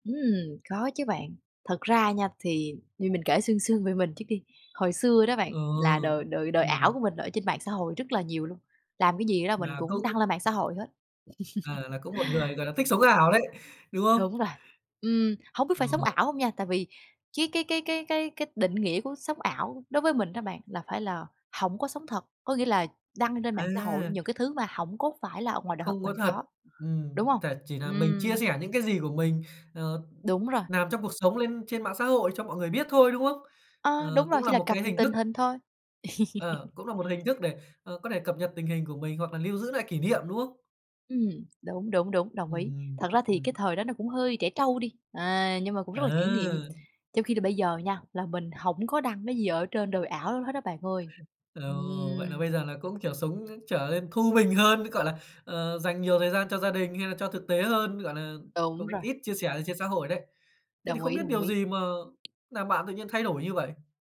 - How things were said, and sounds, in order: horn; tapping; laugh; "làm" said as "nàm"; laugh; other background noise; unintelligible speech; "làm" said as "nàm"
- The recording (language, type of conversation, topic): Vietnamese, podcast, Bạn cân bằng giữa đời thực và đời ảo như thế nào?